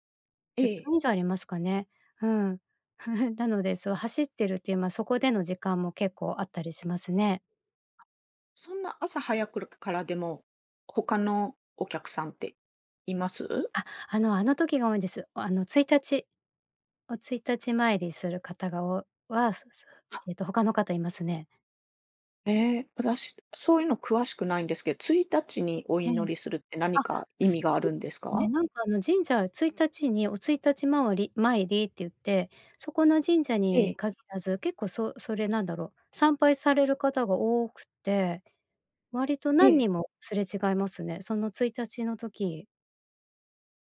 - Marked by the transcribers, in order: chuckle; other background noise
- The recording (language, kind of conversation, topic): Japanese, podcast, 散歩中に見つけてうれしいものは、どんなものが多いですか？